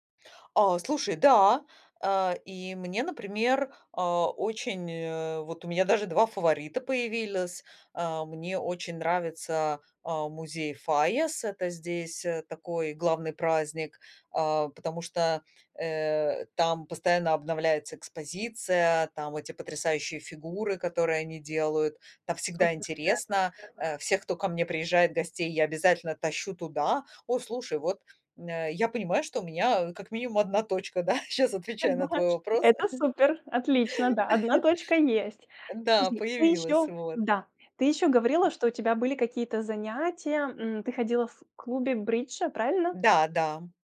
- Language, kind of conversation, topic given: Russian, advice, Что делать, если после переезда вы чувствуете потерю привычной среды?
- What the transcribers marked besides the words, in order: background speech; laughing while speaking: "да?"; chuckle; laugh; other background noise